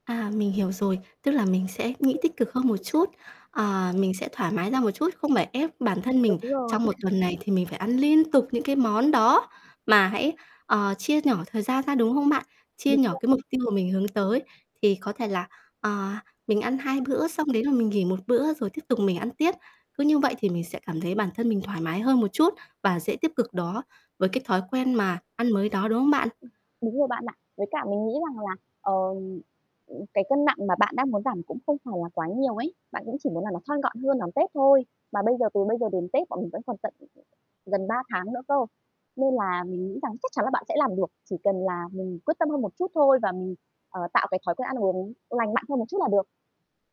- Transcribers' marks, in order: tapping; static; background speech; chuckle; distorted speech
- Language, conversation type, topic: Vietnamese, advice, Vì sao bạn liên tục thất bại khi cố gắng duy trì thói quen ăn uống lành mạnh?